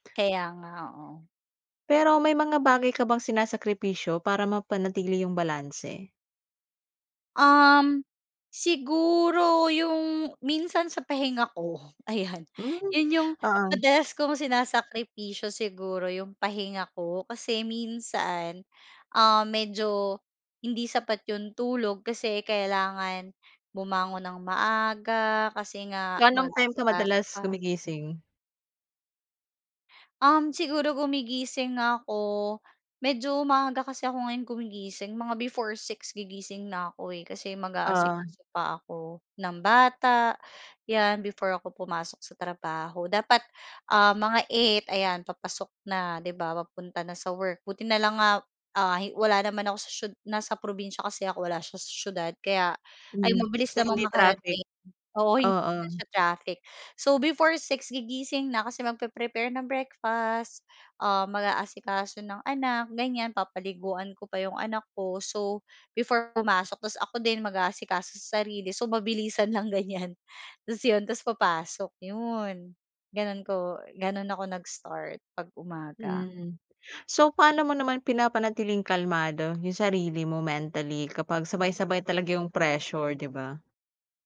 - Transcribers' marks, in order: laughing while speaking: "ko, ayan"; laughing while speaking: "lang, ganiyan"
- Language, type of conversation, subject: Filipino, podcast, Paano mo nababalanse ang trabaho at mga gawain sa bahay kapag pareho kang abala sa dalawa?